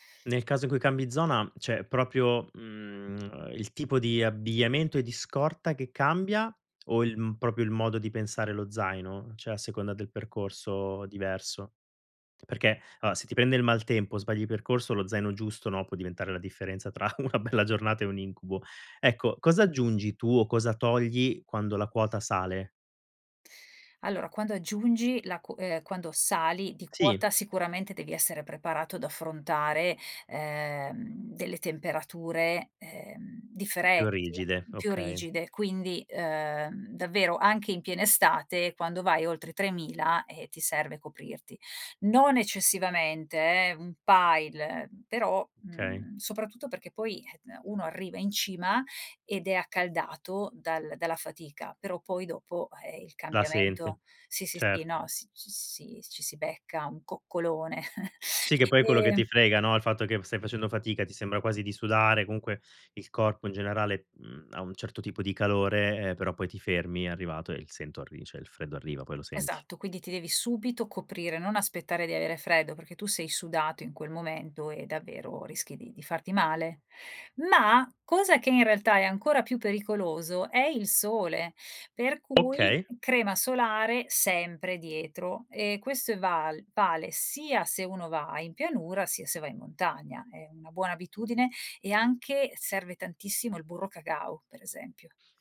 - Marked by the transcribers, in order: "proprio" said as "propio"; "proprio" said as "propio"; laughing while speaking: "una bella"; chuckle; "cacao" said as "cagao"
- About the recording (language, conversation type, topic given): Italian, podcast, Quali sono i tuoi consigli per preparare lo zaino da trekking?